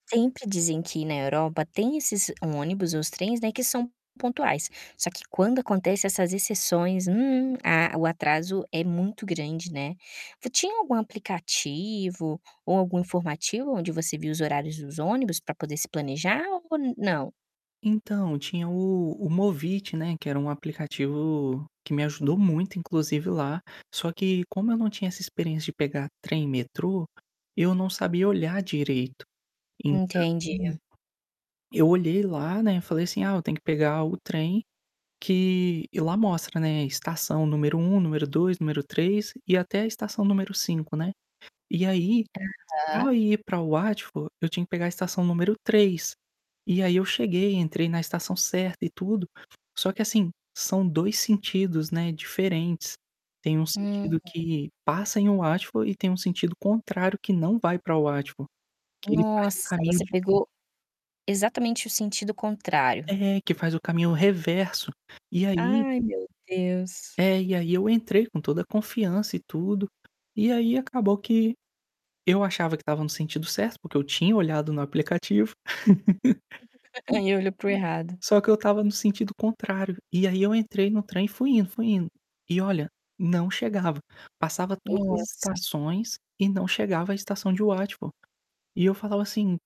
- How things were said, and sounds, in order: other background noise; tapping; static; distorted speech; laugh
- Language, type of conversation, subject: Portuguese, podcast, Você já se perdeu durante uma viagem? Como foi essa experiência?